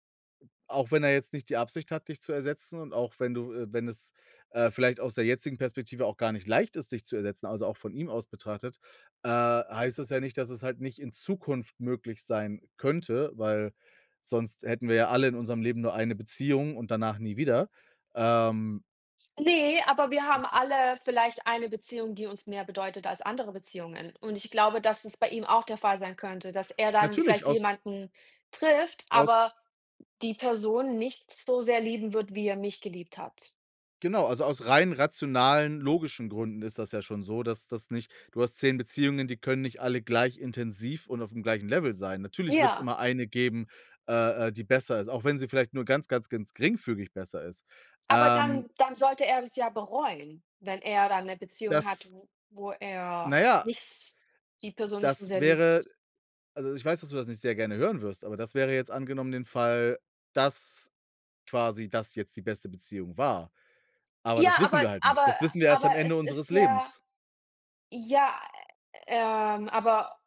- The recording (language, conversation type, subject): German, unstructured, Was macht dich in einer Beziehung am meisten wütend?
- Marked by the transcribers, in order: none